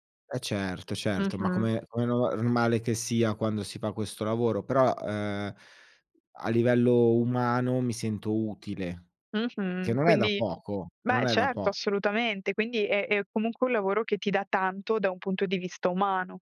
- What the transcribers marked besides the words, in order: tapping
- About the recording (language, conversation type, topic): Italian, podcast, Cosa conta di più per te nella carriera: lo stipendio o il benessere?